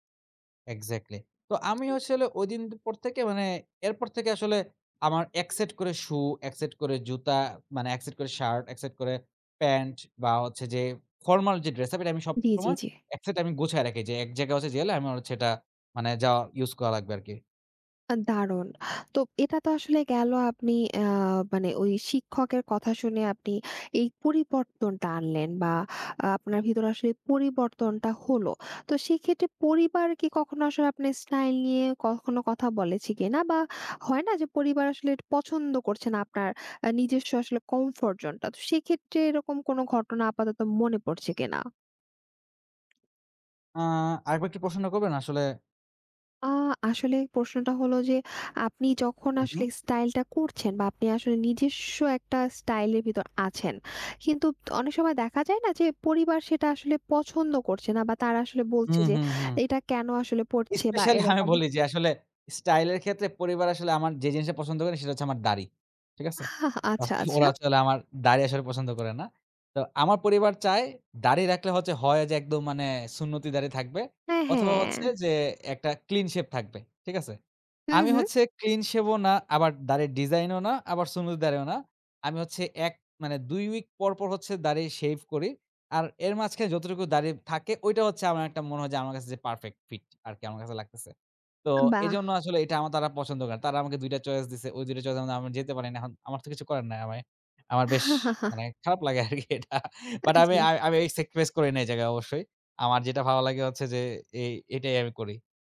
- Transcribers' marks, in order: other background noise; "গেলে" said as "যেলে"; in English: "কমফোর্ট জোন"; tapping; laughing while speaking: "আমি বলি"; chuckle; "আসলে" said as "আচলে"; in English: "পারফেক্ট ফিট"; chuckle; laughing while speaking: "লাগে আরকি এটা। বাট আমি"; in English: "স্যাক্রিফাইস"
- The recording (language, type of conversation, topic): Bengali, podcast, স্টাইল বদলানোর ভয় কীভাবে কাটিয়ে উঠবেন?